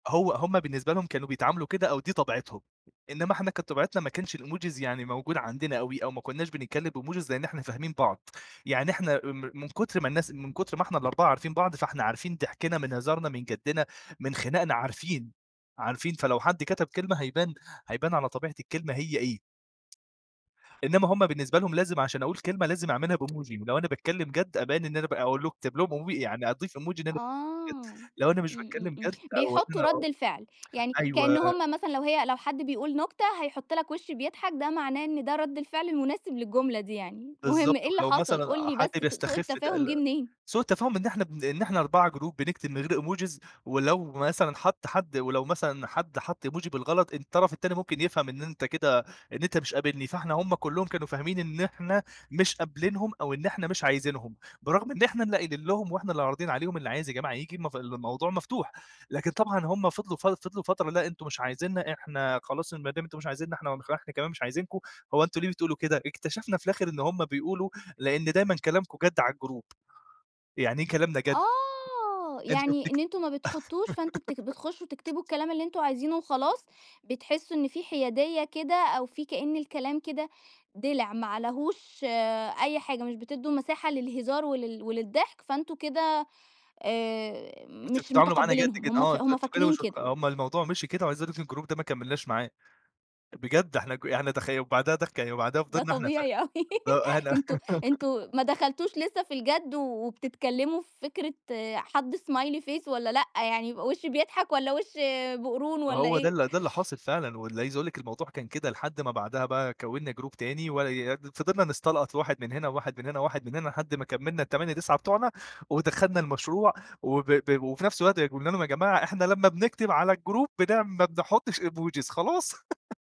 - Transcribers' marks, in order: tapping; in English: "الإيموجيز"; in English: "بإيموجيز"; in English: "بإيموجي"; in English: "إيموجي"; tsk; in English: "جروب"; in English: "إيموجيز"; in English: "إيموجي"; in English: "الجروب"; laugh; in English: "الجروب"; laugh; in English: "smiley face"; in English: "جروب"; in English: "الجروب"; in English: "إيموجيز"; chuckle
- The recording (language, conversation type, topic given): Arabic, podcast, إزاي بتوضح نبرة قصدك في الرسائل؟